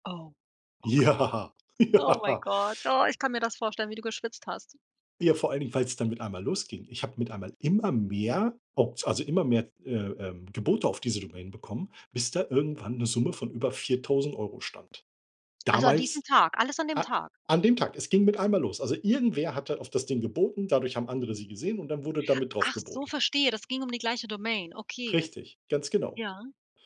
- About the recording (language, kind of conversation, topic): German, podcast, Kannst du von einem glücklichen Zufall erzählen, der dein Leben verändert hat?
- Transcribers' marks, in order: in English: "Oh my God"; laughing while speaking: "Ja, ja"; stressed: "mehr"